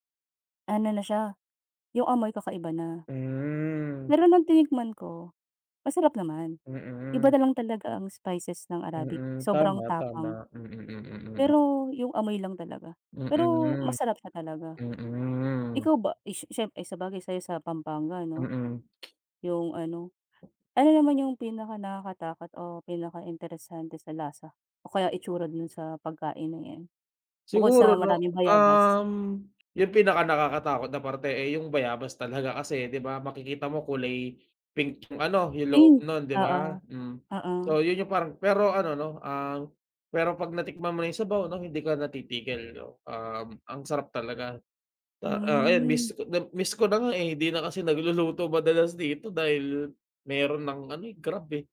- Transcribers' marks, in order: other background noise; tapping
- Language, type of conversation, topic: Filipino, unstructured, Ano ang pinaka-kakaibang pagkain na natikman mo?